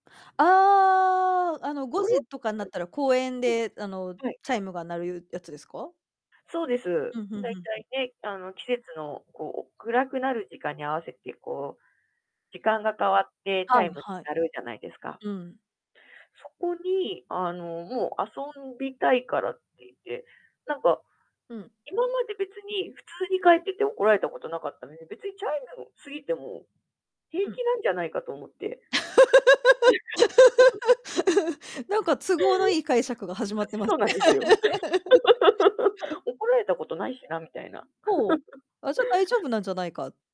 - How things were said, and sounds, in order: distorted speech; other noise; other background noise; "遊びたい" said as "遊んびたい"; laugh; chuckle; laugh; laugh
- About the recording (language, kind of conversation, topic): Japanese, podcast, 子どものころ、近所でどんな遊びをして、どんな思い出がありますか？